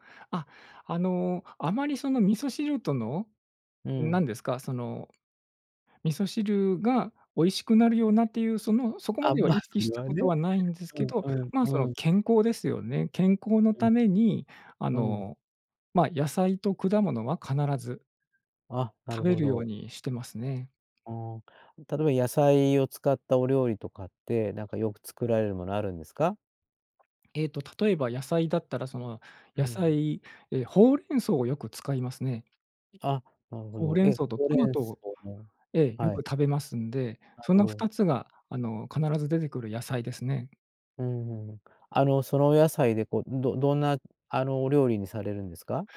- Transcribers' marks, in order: none
- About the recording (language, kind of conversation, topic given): Japanese, podcast, よく作る定番料理は何ですか？